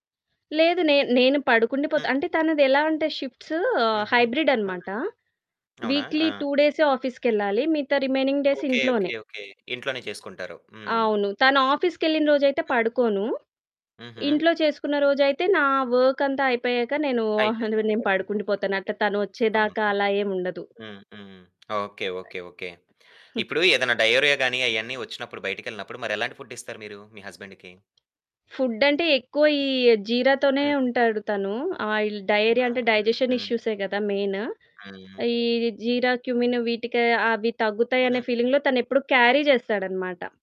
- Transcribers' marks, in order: in English: "షిఫ్ట్స్ హైబ్రిడ్"; in English: "వీక్లీ టూ"; in English: "ఆఫీస్‌కెళ్ళాలి"; in English: "రిమైనింగ్ డేస్"; in English: "ఆఫీస్‌కెళ్ళిన"; in English: "వర్క్"; other background noise; giggle; in English: "హస్బెండ్‌కి"; in English: "జీరా"; in English: "ఆయిల్ డయేరియా"; in English: "డైజెషన్"; in English: "జీరా, క్యుమిన్"; in English: "ఫీలింగ్‌లో"; in English: "క్యారీ"
- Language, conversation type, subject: Telugu, podcast, ఈ పనికి మీరు సమయాన్ని ఎలా కేటాయిస్తారో వివరించగలరా?